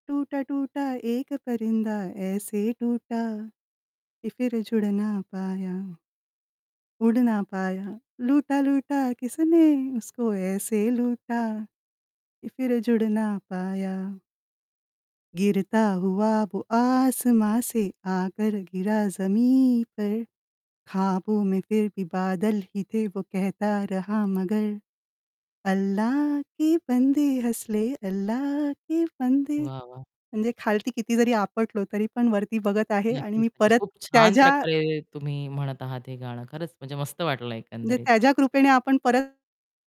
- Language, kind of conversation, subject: Marathi, podcast, तुमच्या शेअर केलेल्या गीतसूचीतली पहिली तीन गाणी कोणती असतील?
- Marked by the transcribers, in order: static; singing: "टूटा टूटा एक परिंदा ऐसे टूटा, की फिर जुडना पाया"; in Hindi: "टूटा टूटा एक परिंदा ऐसे टूटा, की फिर जुडना पाया"; in Hindi: "उडना पाया, लूटा, लूटा किसने उसको ऐसे लूटा की फिर जुडना पाया"; singing: "लूटा, लूटा किसने उसको ऐसे लूटा की फिर जुडना पाया"; singing: "गिरता हुआ वो आसमां से … अल्ला के बंदे"; in Hindi: "गिरता हुआ वो आसमां से … अल्ला के बंदे"; tapping; distorted speech